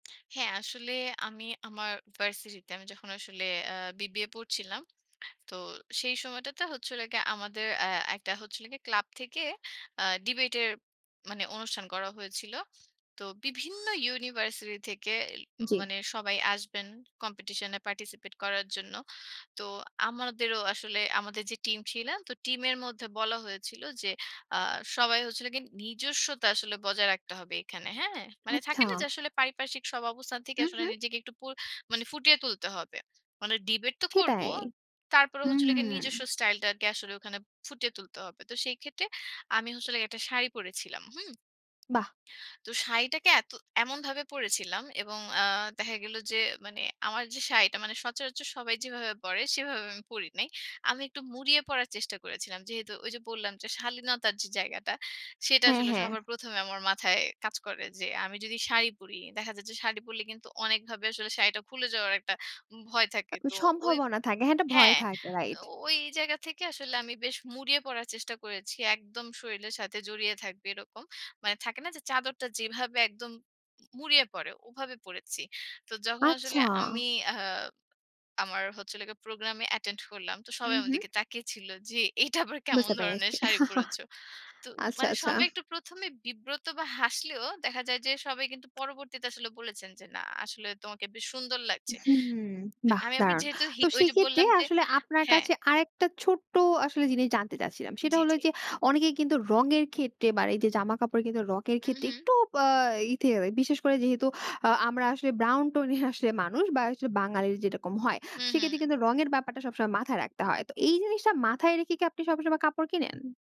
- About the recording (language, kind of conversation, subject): Bengali, podcast, নিজের আলাদা স্টাইল খুঁজে পেতে আপনি কী কী ধাপ নিয়েছিলেন?
- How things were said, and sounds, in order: other background noise; tapping; chuckle